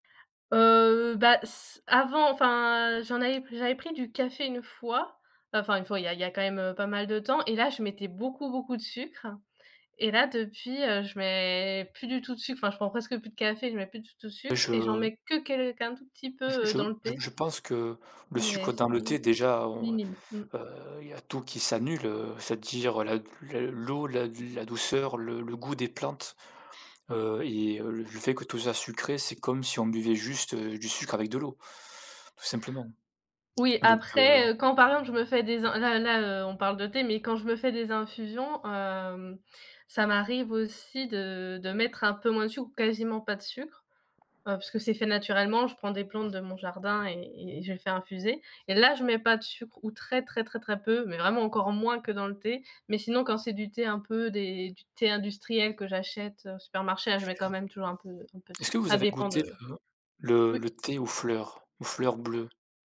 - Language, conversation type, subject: French, unstructured, Êtes-vous plutôt café ou thé pour commencer votre journée ?
- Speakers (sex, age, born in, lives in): female, 20-24, France, France; male, 35-39, France, France
- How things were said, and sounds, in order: other background noise; tapping; stressed: "là"